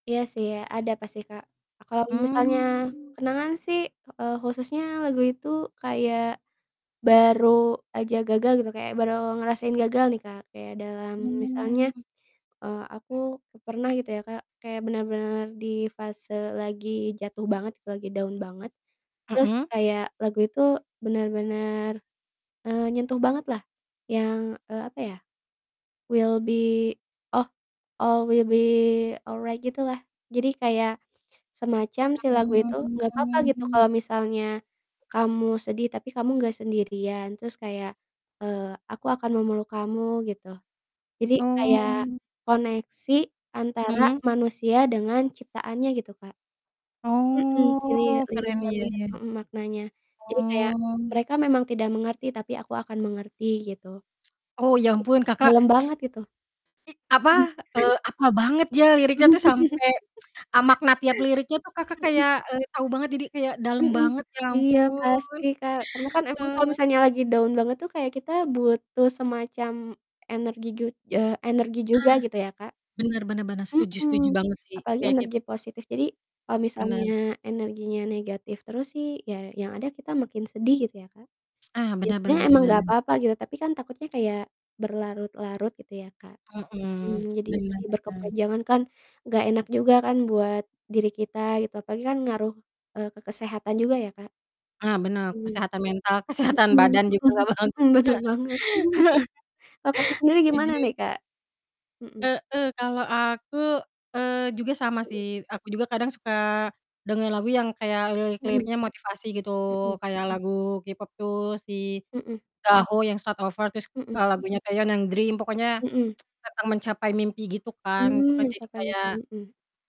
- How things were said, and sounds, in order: static; distorted speech; drawn out: "Mmm"; other background noise; in English: "down"; in English: "will be"; in English: "all will be alright"; drawn out: "Mmm"; drawn out: "Oh"; other noise; chuckle; laugh; tsk; tapping; in English: "down"; tsk; laughing while speaking: "kesehatan"; laughing while speaking: "gak bagus"; laugh; chuckle; tsk
- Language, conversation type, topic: Indonesian, unstructured, Lagu apa yang selalu membuatmu bersemangat saat sedang sedih?